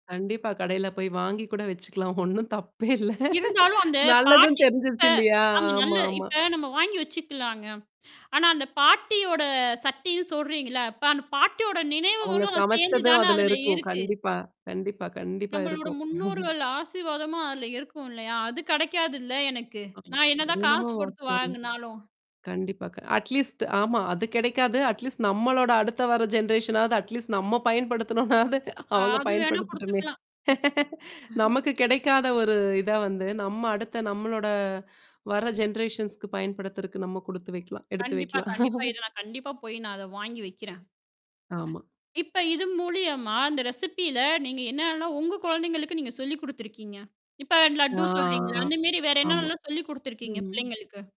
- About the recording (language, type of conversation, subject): Tamil, podcast, சொந்தக் குடும்ப சமையல் குறிப்புகளை குழந்தைகளுக்கு நீங்கள் எப்படிக் கற்பிக்கிறீர்கள்?
- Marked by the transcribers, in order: laughing while speaking: "ஒண்ணும் தப்பே இல்ல. நல்லதன்னு தெரிஞ்சிருச்சு இல்லையா? ஆமாமா"; other background noise; mechanical hum; distorted speech; in English: "அட்லீஸ்ட்"; in English: "அட்லீஸ்ட்"; in English: "அட்லீஸ்ட்"; laughing while speaking: "நம்ம பயன்படுத்தணும்னாவது அவங்க பயன்படுத்துட்டுமே"; laugh; chuckle; in English: "ஜெனரேஷன்ஸ்க்கு"; chuckle; inhale; in English: "ரெசிபில"; drawn out: "ஆ"